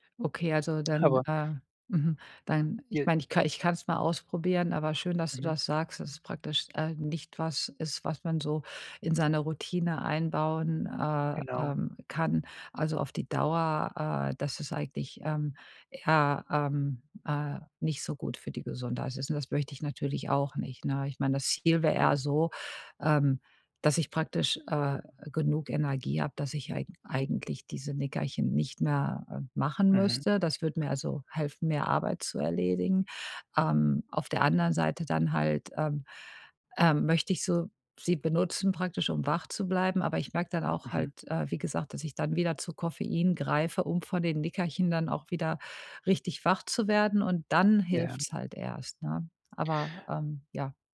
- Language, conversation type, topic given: German, advice, Wie kann ich Nickerchen nutzen, um wacher zu bleiben?
- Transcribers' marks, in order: stressed: "dann"